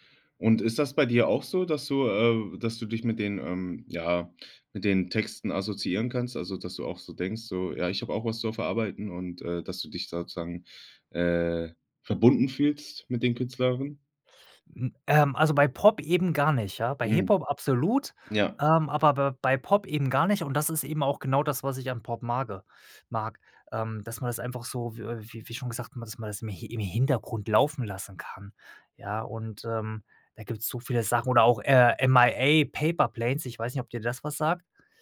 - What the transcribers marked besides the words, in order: none
- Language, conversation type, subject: German, podcast, Wie hat sich dein Musikgeschmack über die Jahre verändert?